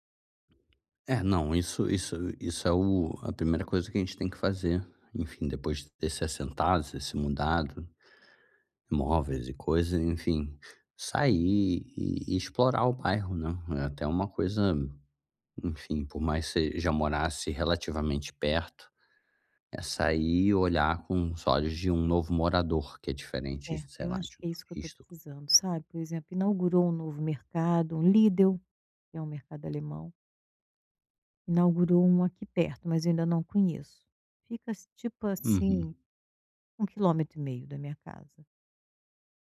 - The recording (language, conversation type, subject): Portuguese, advice, Como posso criar uma sensação de lar nesta nova cidade?
- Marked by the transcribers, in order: none